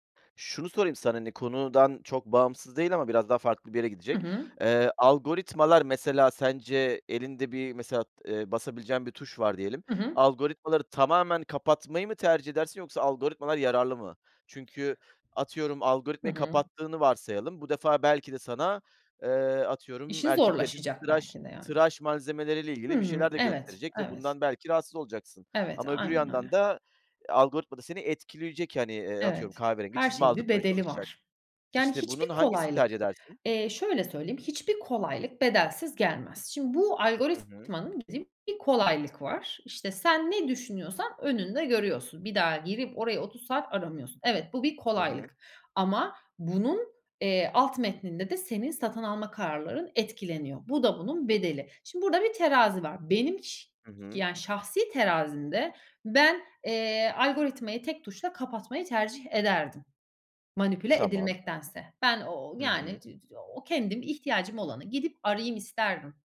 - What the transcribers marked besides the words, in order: other background noise; unintelligible speech
- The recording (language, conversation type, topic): Turkish, podcast, Sosyal medya, stil anlayışını sence nasıl etkiliyor?